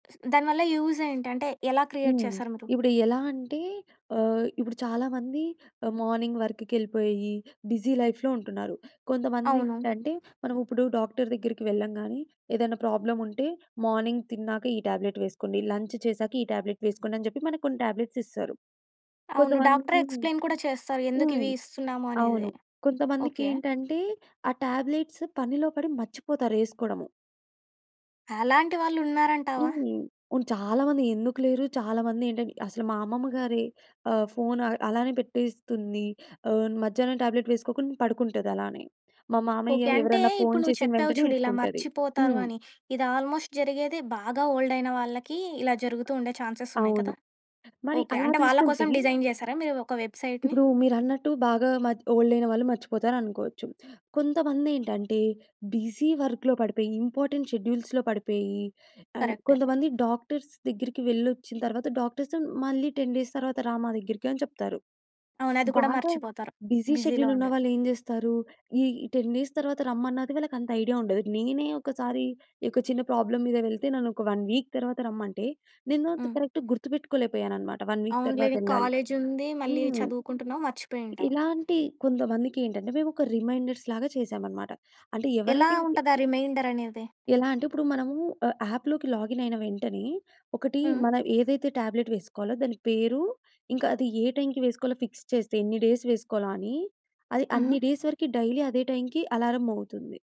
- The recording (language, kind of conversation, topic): Telugu, podcast, నిరాశ కలిగినప్పుడు ప్రేరణను తిరిగి ఎలా పొందుతారు?
- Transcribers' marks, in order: in English: "క్రియేట్"; in English: "మార్నింగ్"; in English: "బిజీ లైఫ్‌లో"; in English: "మార్నింగ్"; in English: "టాబ్లెట్"; in English: "లంచ్"; in English: "టాబ్లెట్"; in English: "ఎక్స్‌ప్లెయిన్"; in English: "టాబ్లెట్స్"; in English: "టాబ్లెట్స్"; in English: "టాబ్లెట్"; in English: "ఆల్మోస్ట్"; in English: "డిజైన్"; in English: "వెబ్‌సైట్‌ని?"; other background noise; in English: "బిజీ వర్క్‌లో"; in English: "ఇంపార్టెంట్ షెడ్యూల్స్‌లో"; in English: "అండ్"; in English: "డాక్టర్స్"; in English: "డాక్టర్స్"; in English: "టెన్ డేస్"; in English: "బిజీ"; in English: "బిజీలో"; in English: "టెన్ డేస్"; in English: "ప్రాబ్లమ్"; in English: "వన్ వీక్"; in English: "కరక్ట్‌గా"; in English: "వన్ వీక్"; in English: "రిమైండర్స్‌లాగా"; other noise; in English: "యాప్‌లోకి"; in English: "టాబ్లెట్"; in English: "ఫిక్స్"; in English: "డేస్"; in English: "డేస్"; in English: "డైలీ"